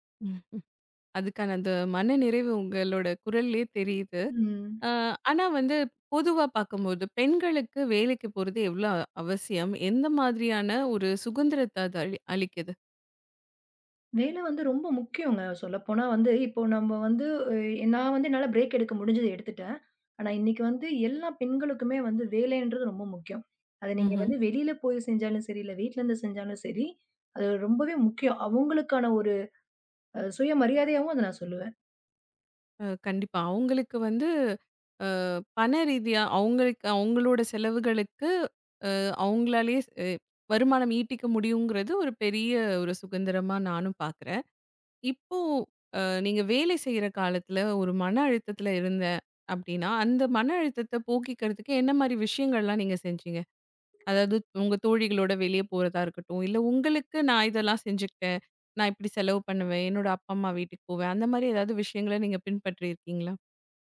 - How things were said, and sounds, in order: chuckle; drawn out: "ம்"; in English: "பிரேக்"
- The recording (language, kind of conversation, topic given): Tamil, podcast, சம்பளமும் வேலைத் திருப்தியும்—இவற்றில் எதற்கு நீங்கள் முன்னுரிமை அளிக்கிறீர்கள்?